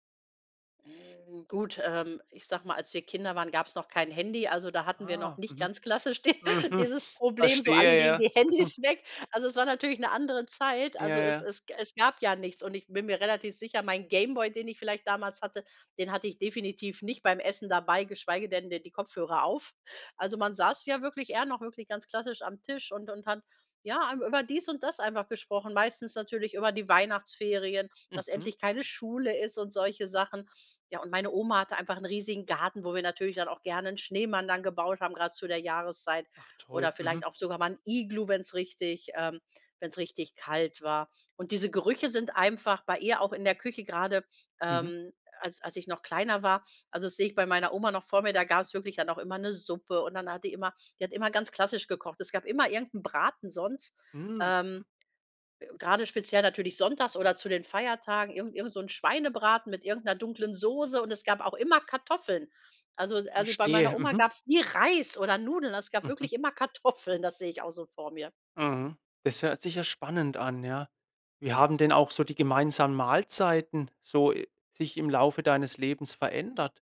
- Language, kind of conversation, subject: German, podcast, Welche Erinnerungen verbindest du mit gemeinsamen Mahlzeiten?
- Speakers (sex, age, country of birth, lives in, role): female, 45-49, Germany, Germany, guest; male, 25-29, Germany, Germany, host
- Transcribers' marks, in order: laughing while speaking: "di"; laughing while speaking: "Handys"; laughing while speaking: "Kartoffeln"